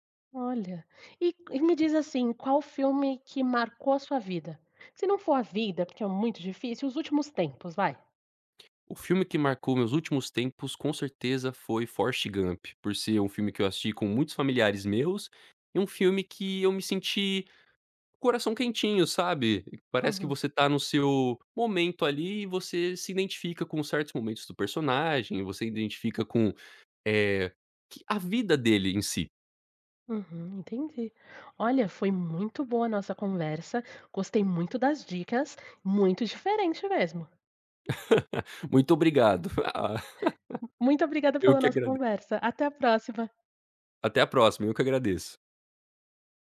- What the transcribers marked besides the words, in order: other background noise; chuckle; chuckle
- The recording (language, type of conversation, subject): Portuguese, podcast, Como você escolhe o que assistir numa noite livre?